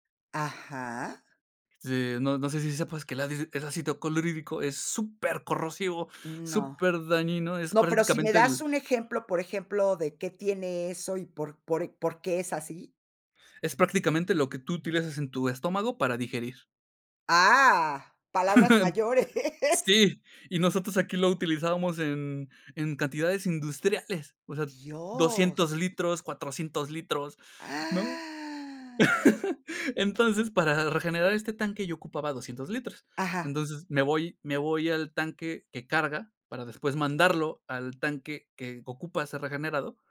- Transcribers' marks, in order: "clorhídrico" said as "coloridico"; chuckle; laughing while speaking: "mayores"; laugh; gasp
- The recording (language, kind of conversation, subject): Spanish, podcast, ¿Qué errores cometiste al aprender por tu cuenta?